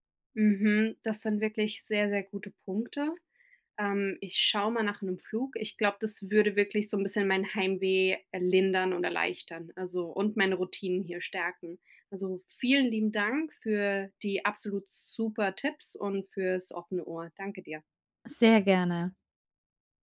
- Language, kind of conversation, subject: German, advice, Wie kann ich durch Routinen Heimweh bewältigen und mich am neuen Ort schnell heimisch fühlen?
- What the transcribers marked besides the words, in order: none